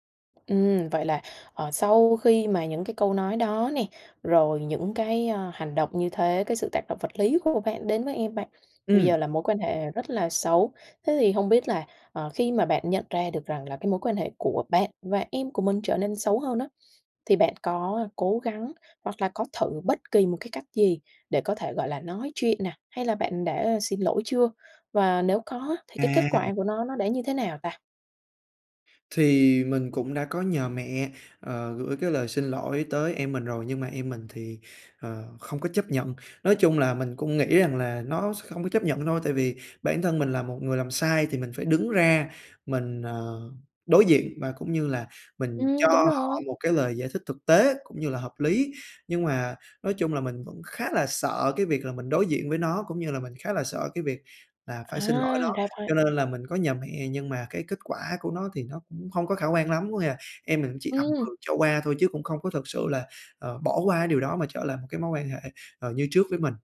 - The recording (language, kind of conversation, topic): Vietnamese, advice, Làm sao để vượt qua nỗi sợ đối diện và xin lỗi sau khi lỡ làm tổn thương người khác?
- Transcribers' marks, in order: other background noise